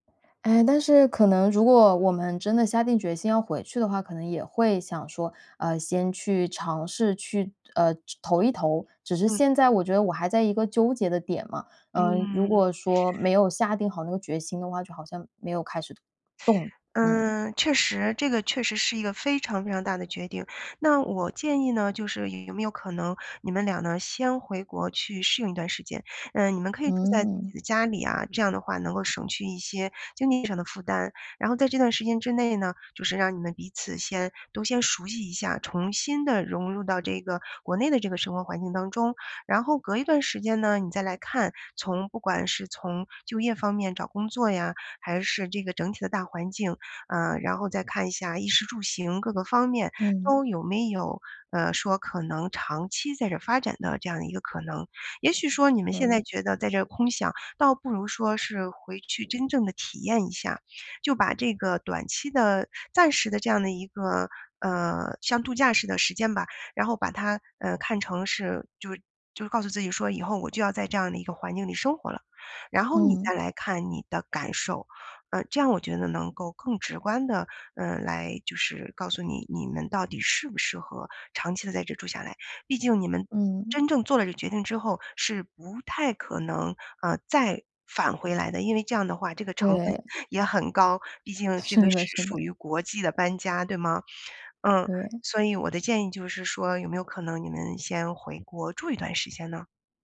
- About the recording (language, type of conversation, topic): Chinese, advice, 我该回老家还是留在新城市生活？
- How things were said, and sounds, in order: stressed: "动"; other background noise